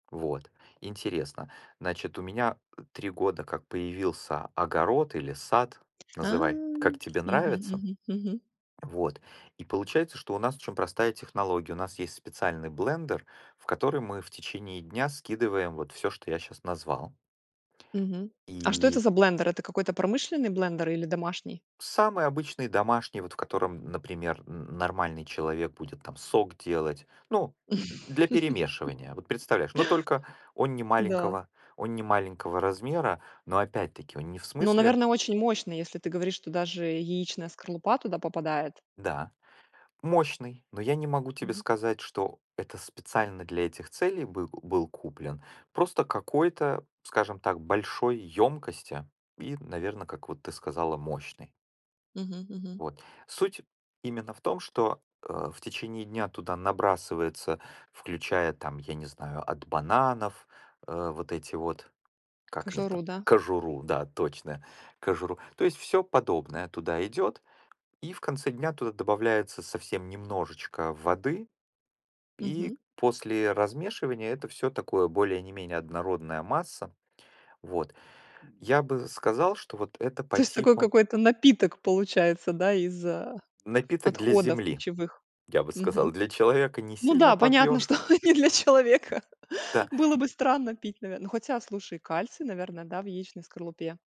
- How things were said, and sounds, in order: tapping; background speech; drawn out: "А"; other background noise; laugh; stressed: "напиток"; laughing while speaking: "что не для человека"
- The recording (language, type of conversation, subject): Russian, podcast, Как ты начал(а) жить более экологично?